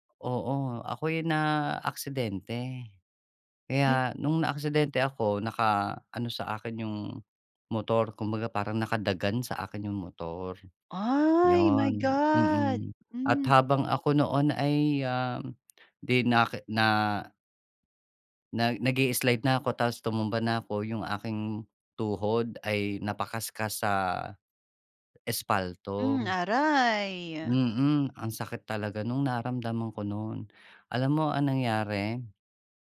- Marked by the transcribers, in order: in English: "My God"; other background noise; drawn out: "aray!"
- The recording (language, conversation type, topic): Filipino, podcast, May karanasan ka na bang natulungan ka ng isang hindi mo kilala habang naglalakbay, at ano ang nangyari?